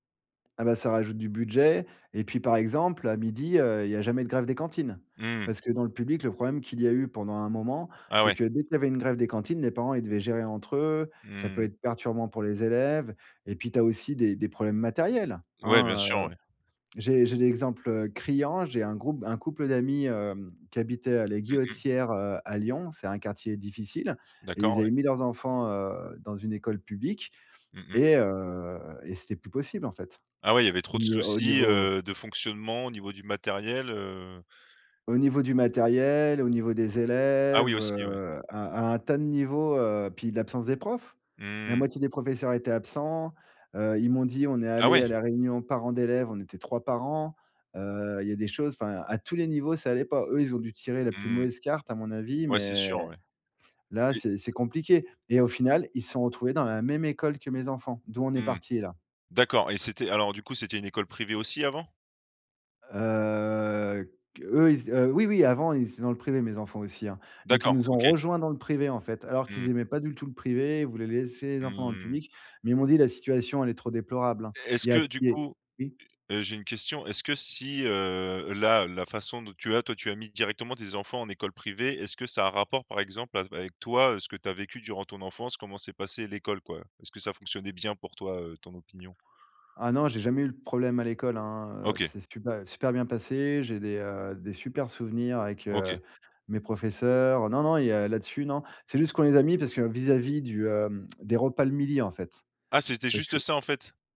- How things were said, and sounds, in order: tapping; sniff; drawn out: "Heu"; "laisser" said as "laisscher"; tsk
- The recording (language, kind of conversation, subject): French, podcast, Qu’est-ce qui fait qu’une école fonctionne bien, selon toi ?